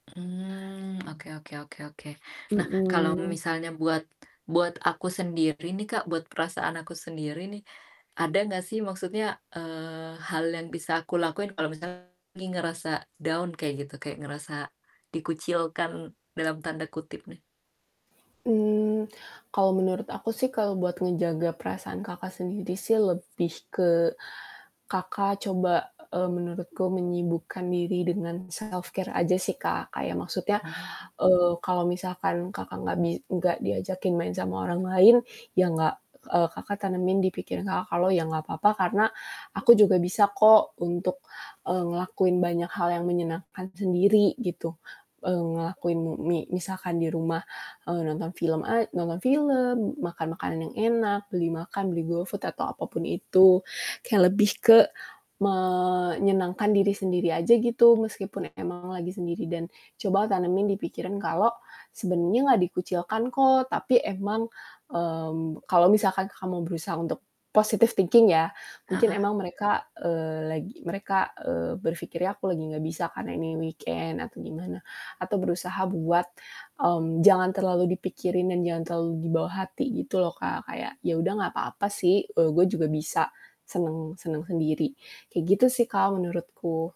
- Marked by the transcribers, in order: static; distorted speech; in English: "down"; in English: "self-care"; in English: "positive thinking"; in English: "weekend"
- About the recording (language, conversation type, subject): Indonesian, advice, Mengapa kamu merasa tersisih dalam kelompok teman dekatmu?
- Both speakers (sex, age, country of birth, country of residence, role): female, 20-24, Indonesia, Indonesia, advisor; female, 35-39, Indonesia, Indonesia, user